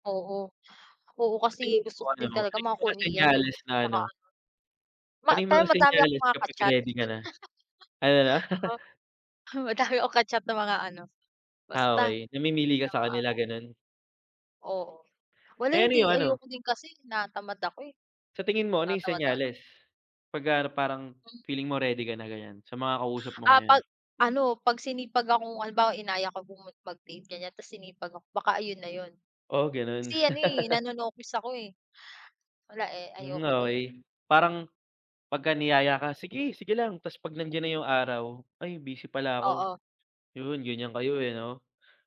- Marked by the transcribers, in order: laugh; laughing while speaking: "madami"; laugh
- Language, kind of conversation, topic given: Filipino, unstructured, Paano mo ilalarawan ang isang magandang relasyon, at ano ang pinakamahalagang katangian na hinahanap mo sa isang kapareha?